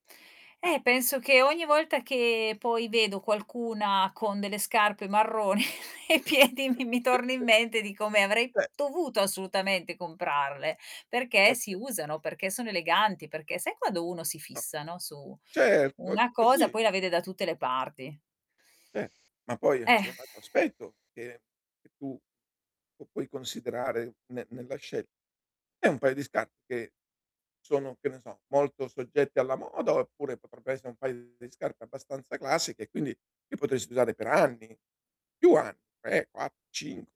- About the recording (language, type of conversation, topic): Italian, advice, Come posso decidere se spendere in oggetti o in esperienze quando mi sento combattuto tra desiderio e consumismo?
- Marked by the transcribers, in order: tapping; laughing while speaking: "marrone ai piedi mi"; other noise; distorted speech; "Cioè" said as "ceh"; other background noise; static; sigh